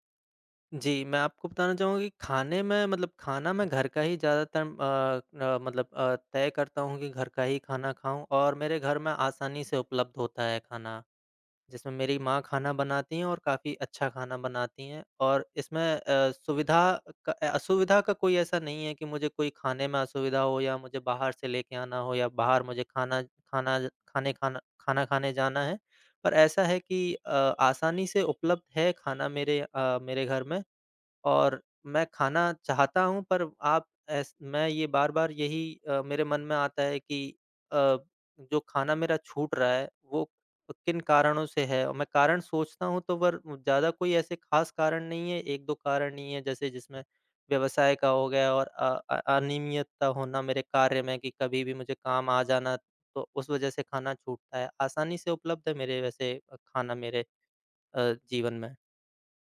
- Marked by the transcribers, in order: none
- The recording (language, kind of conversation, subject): Hindi, advice, क्या आपका खाने का समय अनियमित हो गया है और आप बार-बार खाना छोड़ देते/देती हैं?